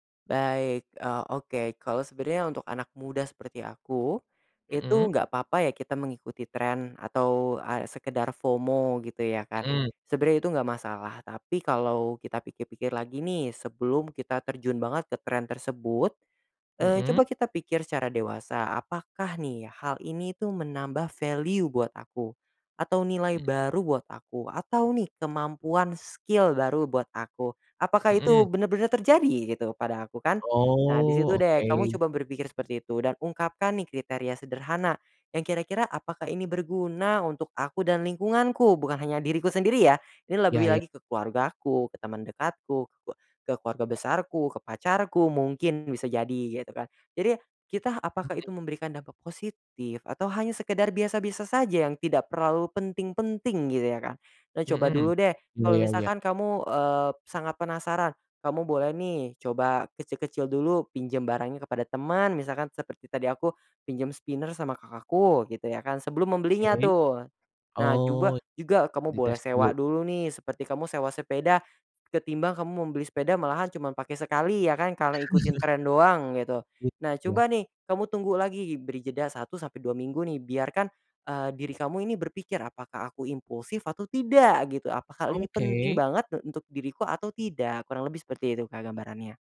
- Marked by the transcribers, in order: in English: "FOMO"; in English: "value"; in English: "skill"; in English: "spinner"; chuckle
- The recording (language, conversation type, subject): Indonesian, podcast, Bagaimana kamu menyeimbangkan tren dengan selera pribadi?